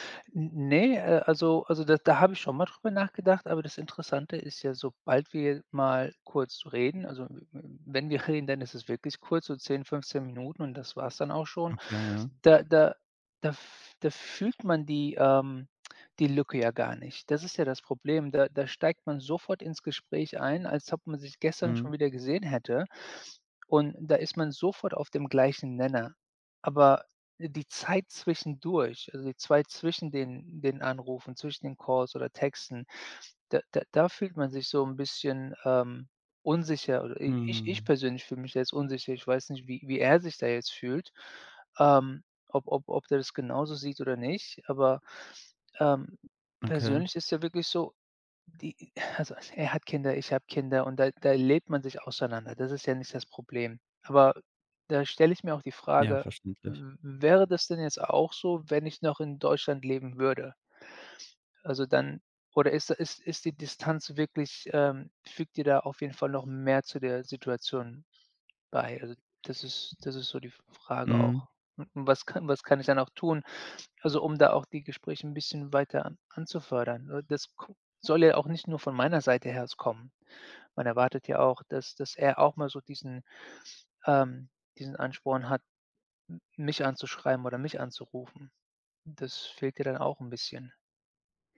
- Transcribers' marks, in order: tapping; other background noise; laughing while speaking: "also"
- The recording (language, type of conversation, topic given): German, advice, Warum fühlen sich alte Freundschaften nach meinem Umzug plötzlich fremd an, und wie kann ich aus der Isolation herausfinden?